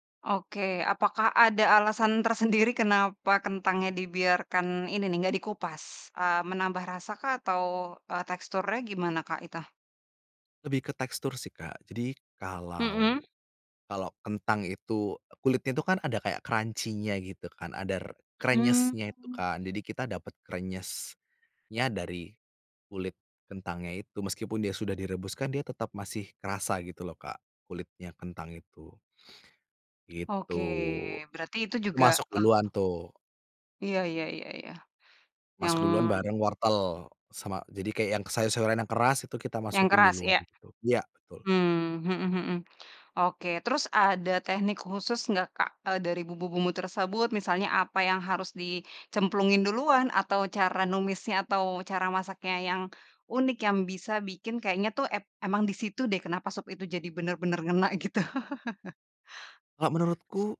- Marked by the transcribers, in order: tapping; in English: "crunchy-nya"; other background noise; chuckle
- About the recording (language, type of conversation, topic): Indonesian, podcast, Apa saja langkah mudah untuk membuat sup yang rasanya benar-benar mantap?